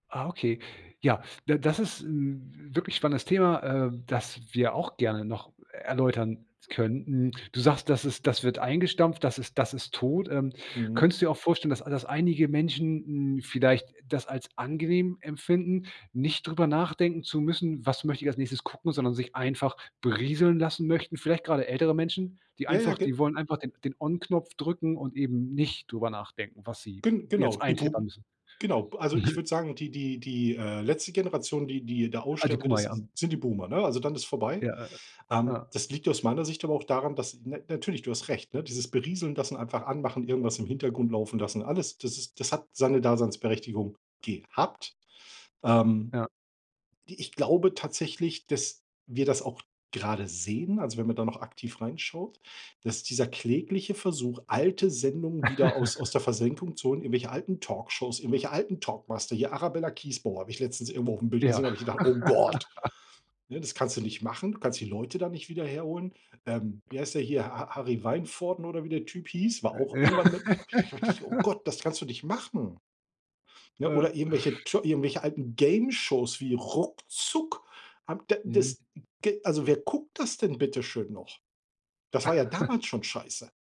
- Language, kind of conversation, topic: German, podcast, Wie hat Streaming unsere Serienvorlieben verändert?
- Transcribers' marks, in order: chuckle; chuckle; laugh; other background noise; laugh; chuckle